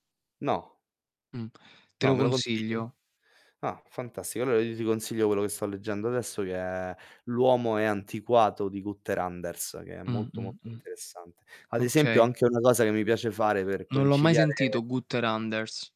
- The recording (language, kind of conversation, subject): Italian, unstructured, Come può lo sport aiutare a gestire lo stress quotidiano?
- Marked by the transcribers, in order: distorted speech